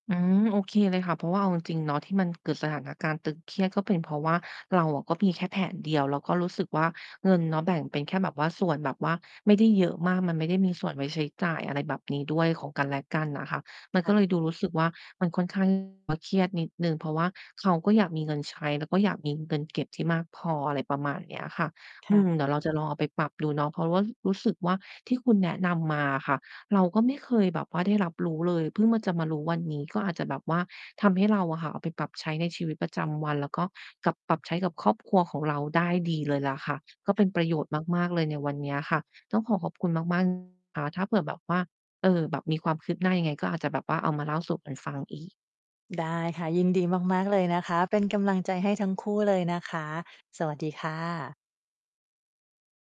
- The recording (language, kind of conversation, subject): Thai, advice, ทำไมการคุยเรื่องเงินกับคู่ของคุณถึงทำให้ตึงเครียด และอยากให้การคุยจบลงแบบไหน?
- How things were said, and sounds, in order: distorted speech; tapping